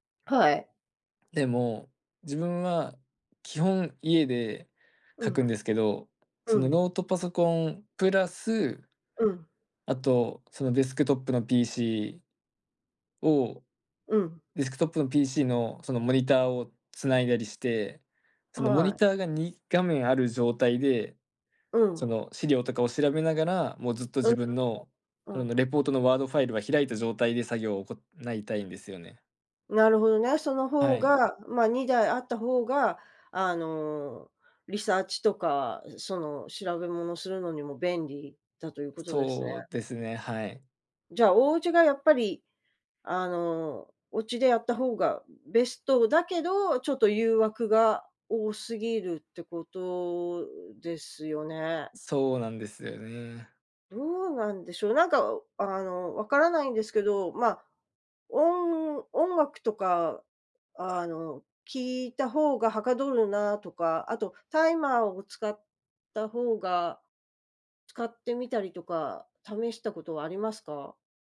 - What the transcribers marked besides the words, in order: tapping; background speech
- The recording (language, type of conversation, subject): Japanese, advice, 締め切りにいつもギリギリで焦ってしまうのはなぜですか？